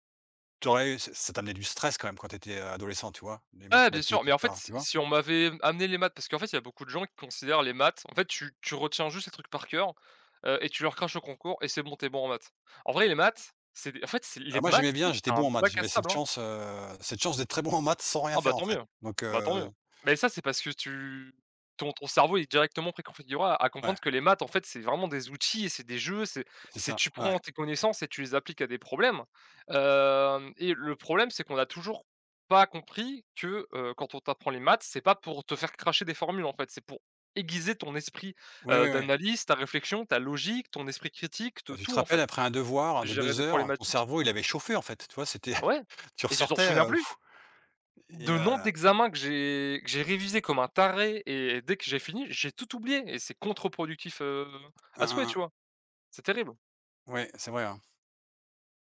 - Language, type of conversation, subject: French, unstructured, Quel est ton souvenir préféré à l’école ?
- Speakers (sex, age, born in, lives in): male, 20-24, France, France; male, 45-49, France, Portugal
- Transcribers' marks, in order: drawn out: "hem"; stressed: "aiguiser"; unintelligible speech; chuckle; blowing; other background noise